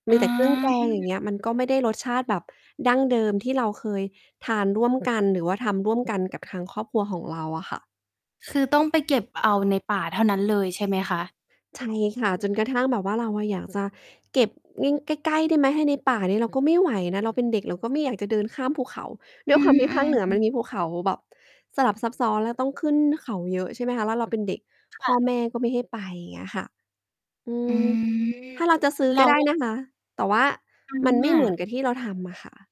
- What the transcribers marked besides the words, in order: distorted speech; mechanical hum; unintelligible speech
- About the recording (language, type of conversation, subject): Thai, podcast, การทำอาหารร่วมกันในครอบครัวมีความหมายกับคุณอย่างไร?